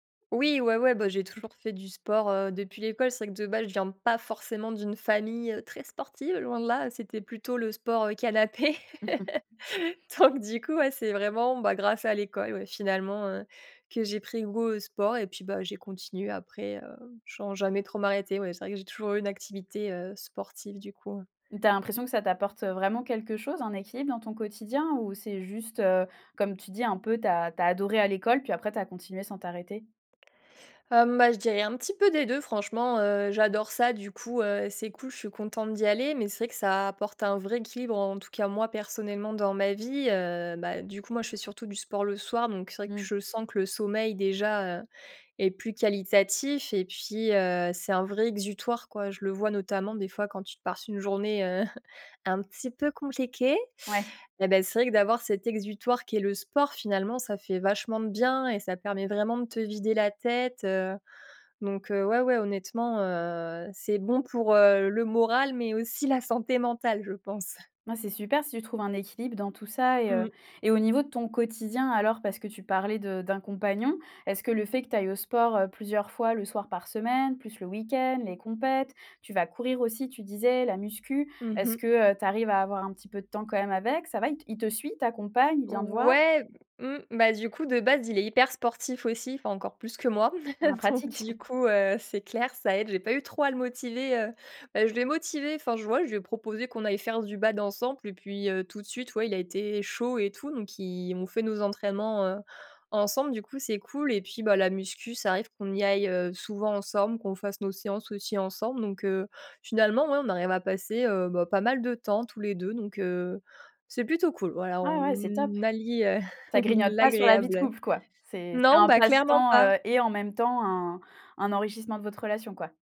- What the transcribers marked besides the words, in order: stressed: "pas"; laugh; "passes" said as "parses"; stressed: "bien"; drawn out: "heu"; laughing while speaking: "mais aussi la santé mentale, je pense"; stressed: "semaine"; stressed: "week-end"; stressed: "compètes"; "musculation" said as "muscu"; chuckle; "musculation" said as "muscu"
- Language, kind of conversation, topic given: French, podcast, Quel passe-temps t’occupe le plus ces derniers temps ?